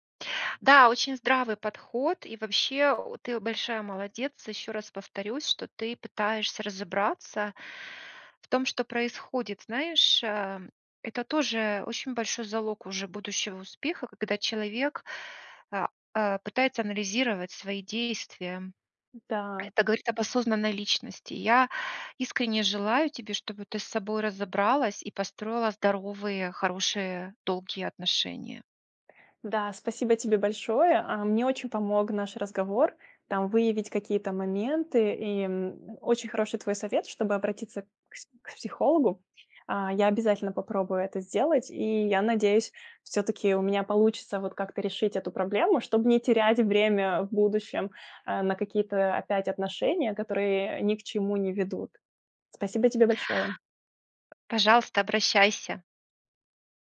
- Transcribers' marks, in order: other background noise; tapping
- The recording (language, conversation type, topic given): Russian, advice, С чего начать, если я боюсь осваивать новый навык из-за возможной неудачи?